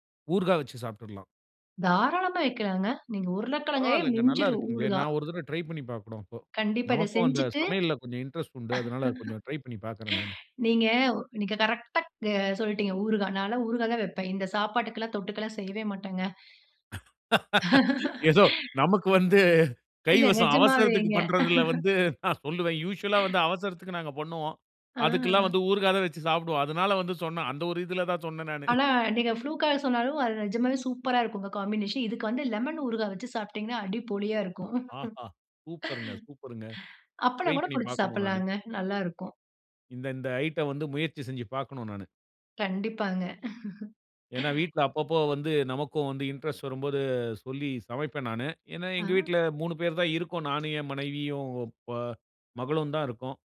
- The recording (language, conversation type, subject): Tamil, podcast, வீட்டில் அவசரமாக இருக்கும் போது விரைவாகவும் சுவையாகவும் உணவு சமைக்க என்னென்ன உத்திகள் பயன்படும்?
- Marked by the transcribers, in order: in English: "இன்ட்ரெஸ்ட்"; chuckle; laugh; laughing while speaking: "ஏதோ நமக்கு வந்து, கைவசம் அவசரதுக்கு … தான் சொன்னேன் நானு"; laugh; in English: "யூசுவல்லா"; laugh; breath; laughing while speaking: "ஆ"; in English: "ப்ளூக்கா"; in English: "காம்பினேஷன்"; in English: "லெமன்"; in Malayalam: "அடி பொளியா"; laugh; chuckle; in English: "இன்ட்ரெஸ்ட்"